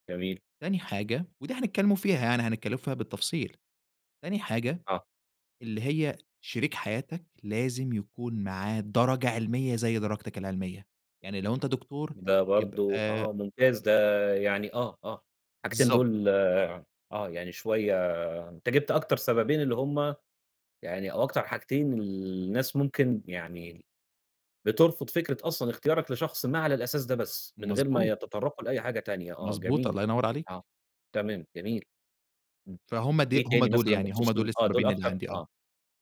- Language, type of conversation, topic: Arabic, podcast, إزاي بتتعامل مع ضغط الناس عليك إنك تاخد قرار بسرعة؟
- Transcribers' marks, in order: none